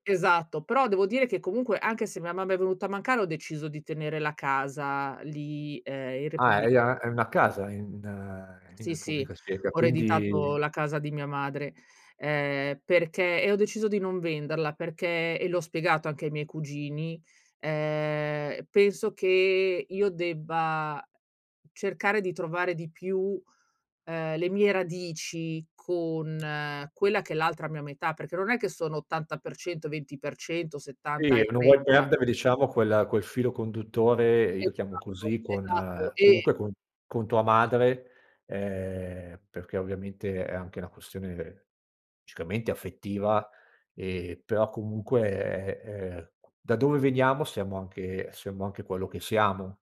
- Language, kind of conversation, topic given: Italian, podcast, Qual è una sfida che hai affrontato crescendo in un contesto multiculturale?
- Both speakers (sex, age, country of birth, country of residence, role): female, 35-39, Italy, Belgium, guest; male, 50-54, Italy, Italy, host
- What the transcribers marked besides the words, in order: "ereditato" said as "reditato"; tapping; other background noise; "logicamente" said as "gicamente"